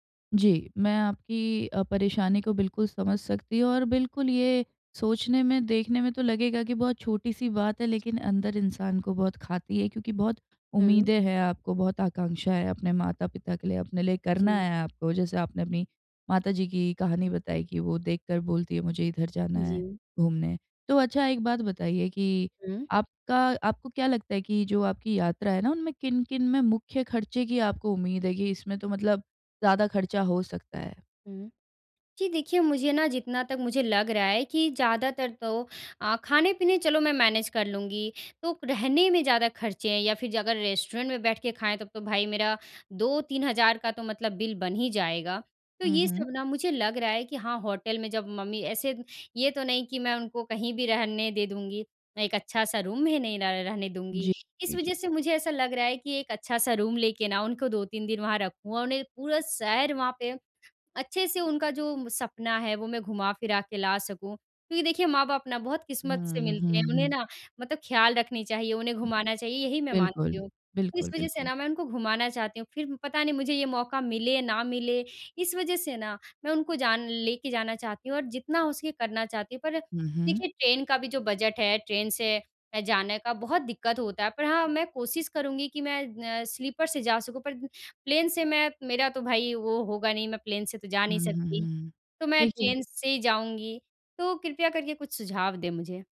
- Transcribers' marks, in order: in English: "मैनेज़"; in English: "रेस्टोरेंट"; in English: "रूम"; in English: "रूम"
- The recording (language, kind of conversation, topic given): Hindi, advice, यात्रा के लिए बजट कैसे बनाएं और खर्चों को नियंत्रित कैसे करें?